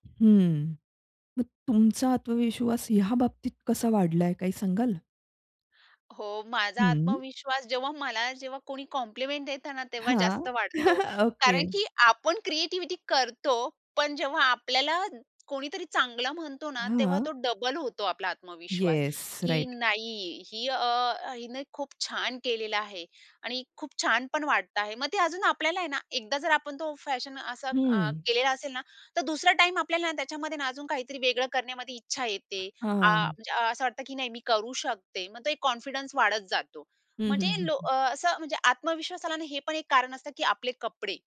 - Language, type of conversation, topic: Marathi, podcast, फॅशनमध्ये स्वतःशी प्रामाणिक राहण्यासाठी तुम्ही कोणती पद्धत वापरता?
- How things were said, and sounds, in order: tapping; in English: "कॉम्प्लिमेंट"; chuckle; in English: "क्रिएटिव्हिटी"; in English: "येस राइट"; in English: "कॉन्फिडन्स"